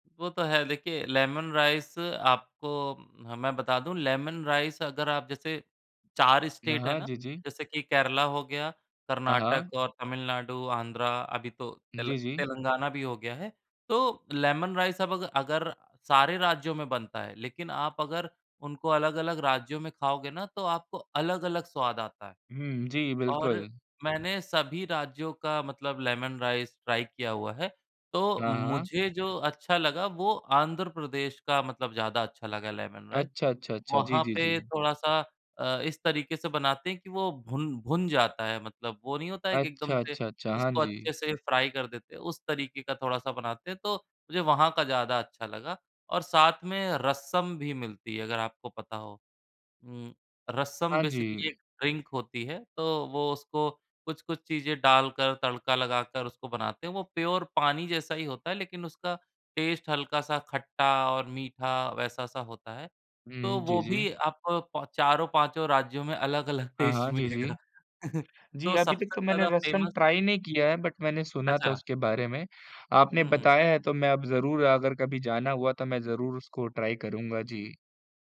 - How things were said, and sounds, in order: in English: "स्टेट"; other background noise; in English: "ट्राई"; in English: "फ्राई"; in English: "बेसिकली"; in English: "ड्रिंक"; in English: "प्योर"; in English: "टेस्ट"; tapping; laughing while speaking: "टेस्ट मिलेगा"; in English: "टेस्ट"; chuckle; in English: "ट्राई"; in English: "फेमस"; in English: "बट"; in English: "ट्राई"
- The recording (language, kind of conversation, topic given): Hindi, unstructured, आपकी सबसे यादगार खाने की याद क्या है?